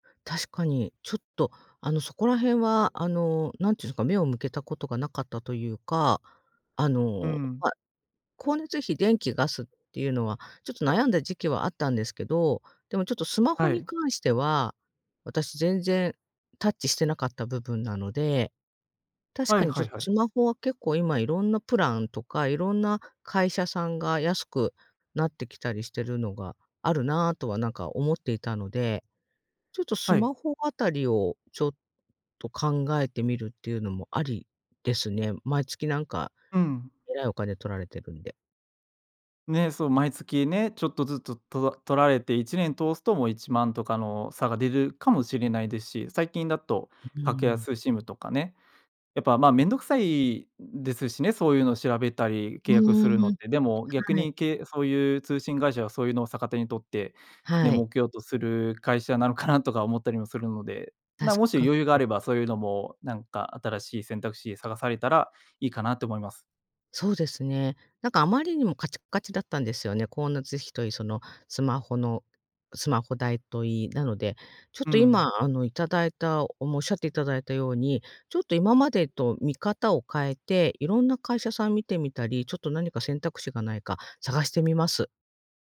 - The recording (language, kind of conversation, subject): Japanese, advice, 毎月赤字で貯金が増えないのですが、どうすれば改善できますか？
- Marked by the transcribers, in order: other noise